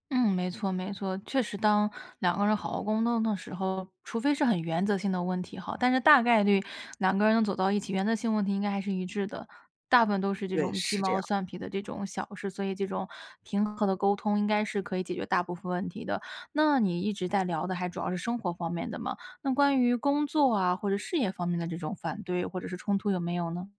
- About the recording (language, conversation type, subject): Chinese, podcast, 家人反对你的选择时，你会怎么处理？
- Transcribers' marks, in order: none